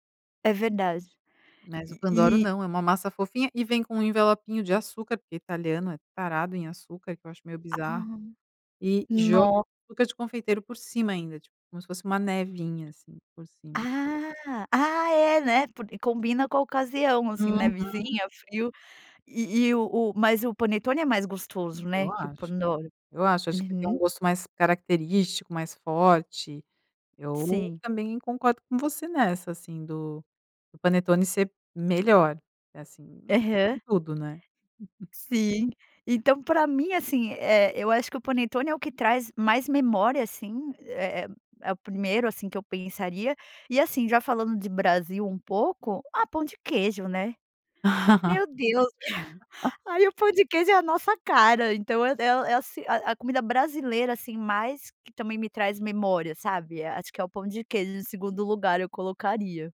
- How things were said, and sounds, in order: tapping; other background noise; chuckle
- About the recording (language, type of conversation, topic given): Portuguese, podcast, Tem alguma comida tradicional que traz memórias fortes pra você?